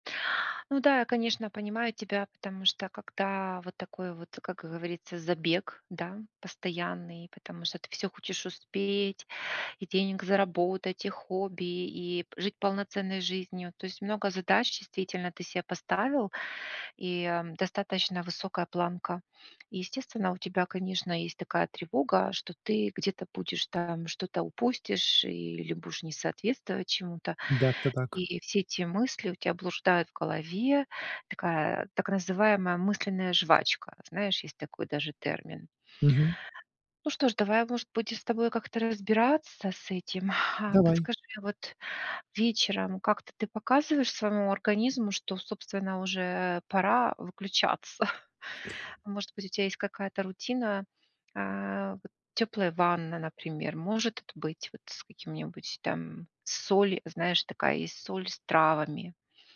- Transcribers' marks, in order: laughing while speaking: "выключаться?"
- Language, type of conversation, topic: Russian, advice, Как создать спокойную вечернюю рутину, чтобы лучше расслабляться?